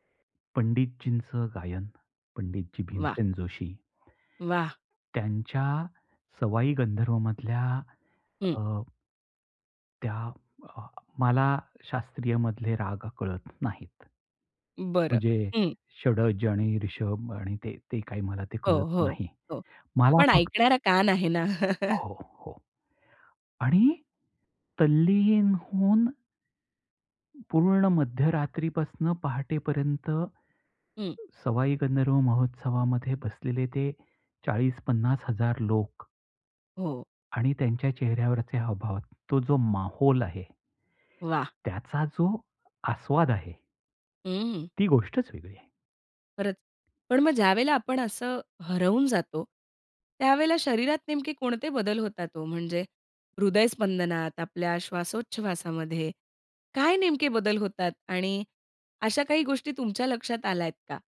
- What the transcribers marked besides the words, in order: tapping; chuckle; other noise
- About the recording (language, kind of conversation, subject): Marathi, podcast, संगीताच्या लयींत हरवण्याचा तुमचा अनुभव कसा असतो?